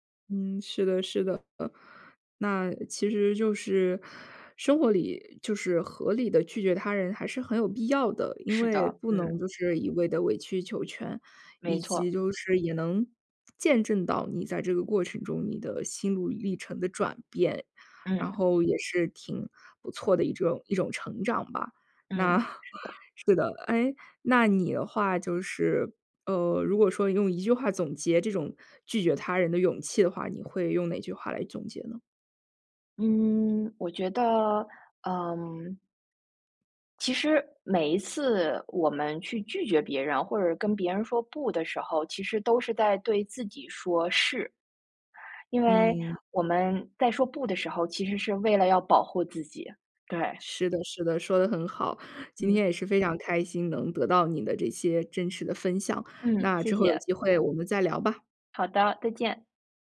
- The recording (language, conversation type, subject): Chinese, podcast, 你是怎么学会说“不”的？
- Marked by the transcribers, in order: laughing while speaking: "那"